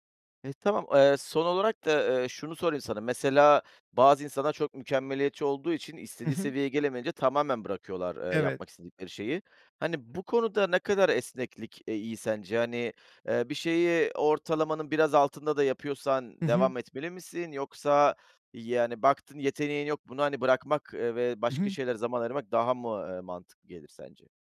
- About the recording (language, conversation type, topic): Turkish, podcast, Yeni bir şeye başlamak isteyenlere ne önerirsiniz?
- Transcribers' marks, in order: none